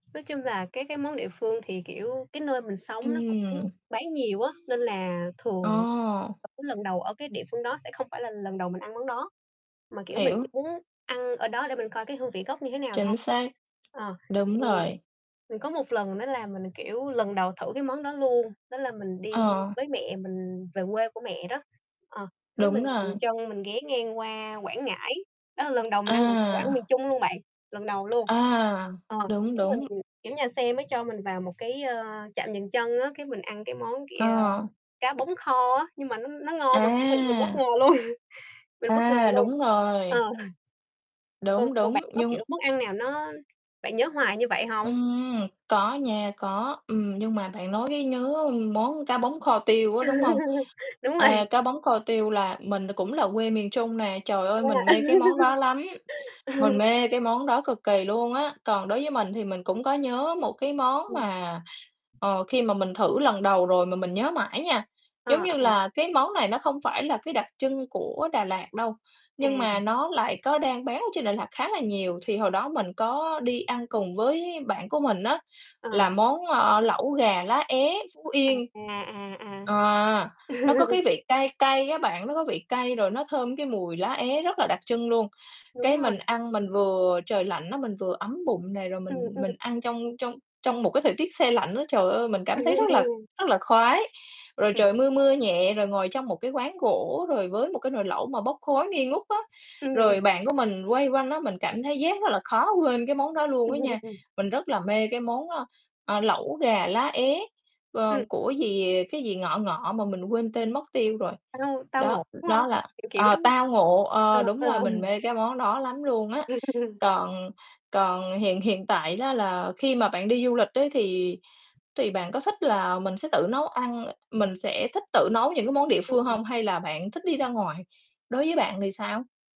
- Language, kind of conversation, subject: Vietnamese, unstructured, Bạn có thích khám phá món ăn địa phương khi đi đến một nơi mới không?
- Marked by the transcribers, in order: distorted speech; mechanical hum; unintelligible speech; tapping; laughing while speaking: "luôn"; chuckle; other background noise; laugh; laughing while speaking: "rồi"; laugh; laugh; laugh; laughing while speaking: "Ừm"; laugh; chuckle; laughing while speaking: "Ừm"